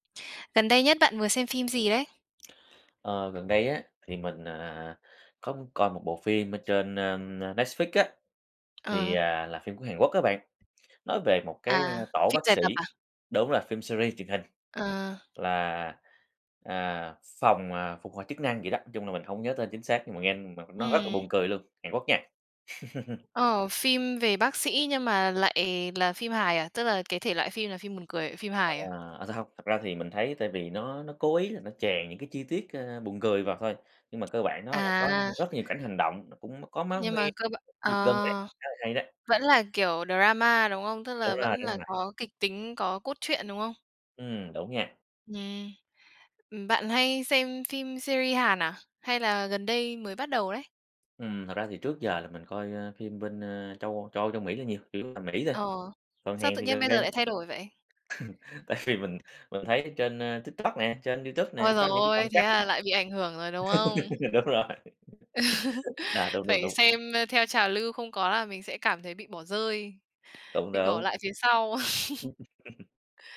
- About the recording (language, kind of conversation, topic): Vietnamese, podcast, Bạn thích xem phim điện ảnh hay phim truyền hình dài tập hơn, và vì sao?
- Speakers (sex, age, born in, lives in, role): female, 25-29, Vietnam, Italy, host; male, 30-34, Vietnam, Vietnam, guest
- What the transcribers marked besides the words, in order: other background noise; tapping; in English: "series"; laugh; in English: "drama"; in English: "series"; chuckle; laugh; laughing while speaking: "Đúng rồi"; laugh; laugh; chuckle